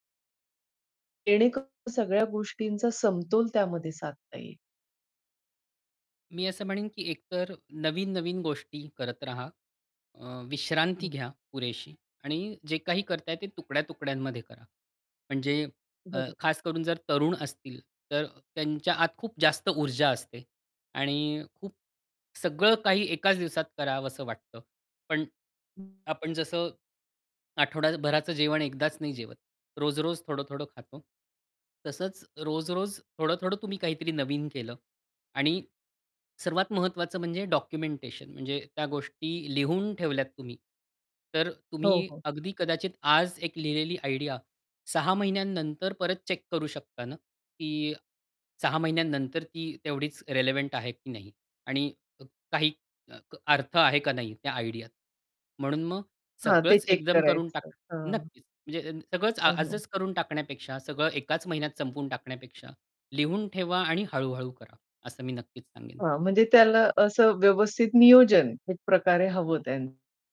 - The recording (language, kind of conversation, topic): Marathi, podcast, सर्जनशीलतेचा अडथळा आला की तुम्ही काय करता?
- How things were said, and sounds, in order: distorted speech; tapping; other background noise; static; in English: "आयडिया"; in English: "चेक"; in English: "आयडियात"; in English: "चेक"